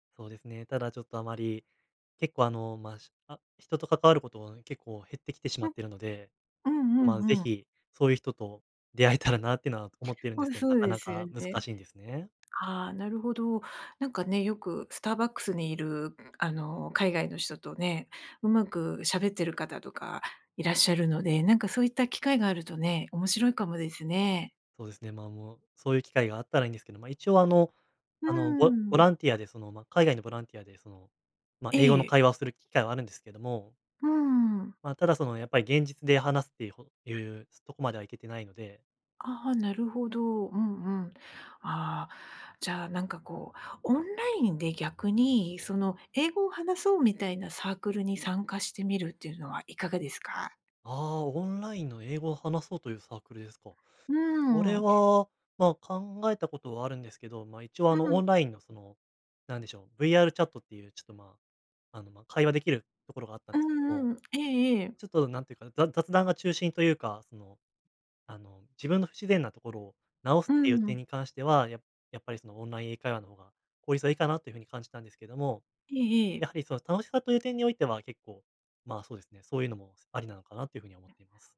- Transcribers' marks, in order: laughing while speaking: "出会えたらな"; other background noise
- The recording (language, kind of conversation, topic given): Japanese, advice, 進捗が見えず達成感を感じられない